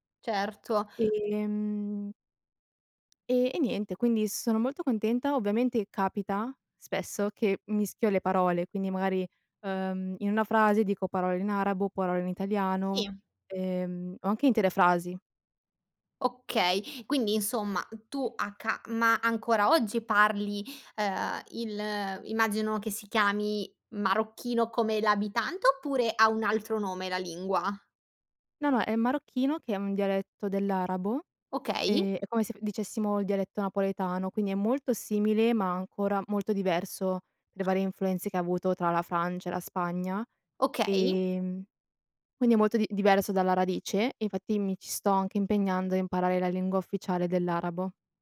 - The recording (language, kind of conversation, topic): Italian, podcast, Che ruolo ha la lingua in casa tua?
- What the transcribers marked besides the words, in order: tapping; other background noise